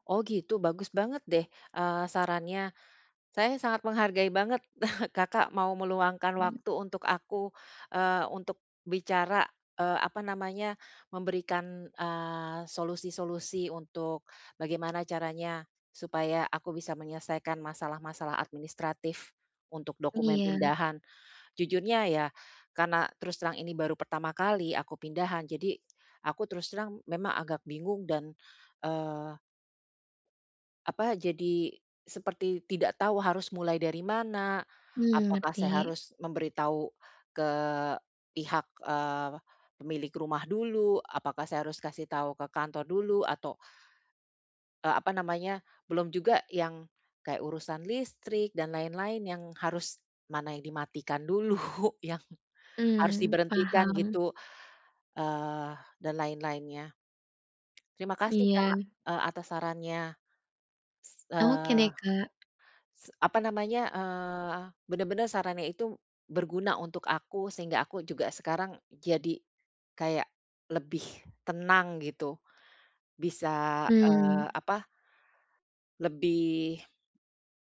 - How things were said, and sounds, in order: chuckle; unintelligible speech; tapping; other background noise; laughing while speaking: "dulu"
- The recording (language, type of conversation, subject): Indonesian, advice, Apa saja masalah administrasi dan dokumen kepindahan yang membuat Anda bingung?